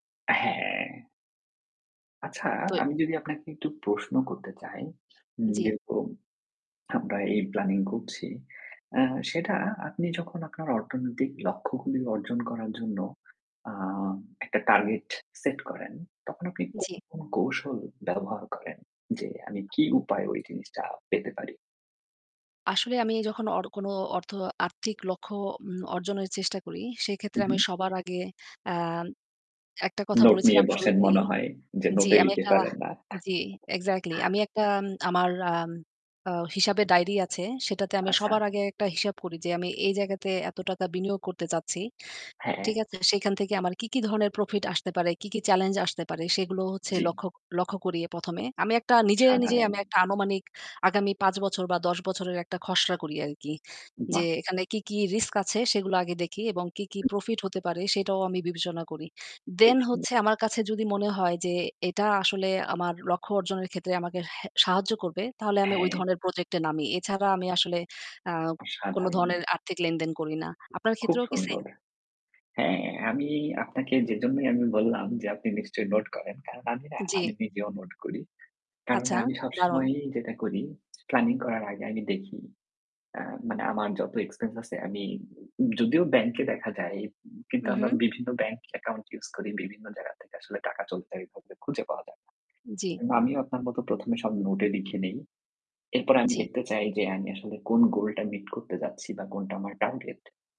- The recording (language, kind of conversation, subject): Bengali, unstructured, আপনি কীভাবে আপনার আর্থিক লক্ষ্য নির্ধারণ করেন?
- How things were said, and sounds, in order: distorted speech; static; chuckle; in English: "এক্সপেন্স"; unintelligible speech